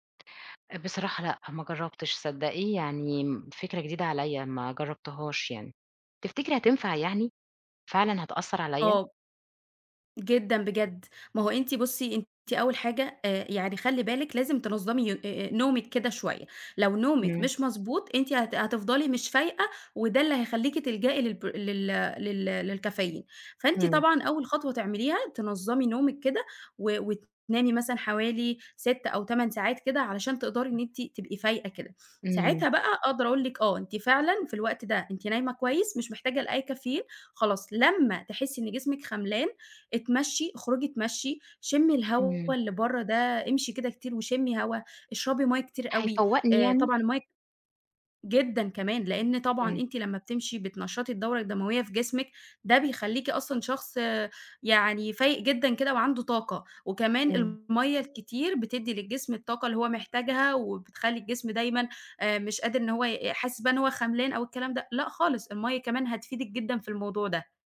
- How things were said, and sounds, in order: other background noise
- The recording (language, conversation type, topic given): Arabic, advice, إزاي بتعتمد على الكافيين أو المنبّهات عشان تفضل صاحي ومركّز طول النهار؟